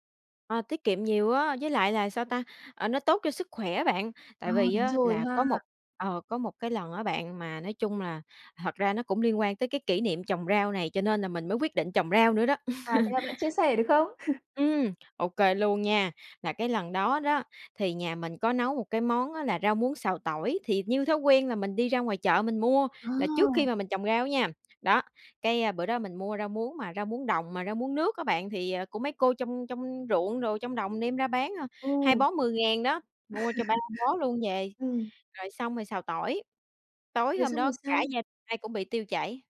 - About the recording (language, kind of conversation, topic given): Vietnamese, podcast, Bạn có bí quyết nào để trồng rau trên ban công không?
- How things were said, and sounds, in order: tapping; other background noise; laugh; chuckle; laugh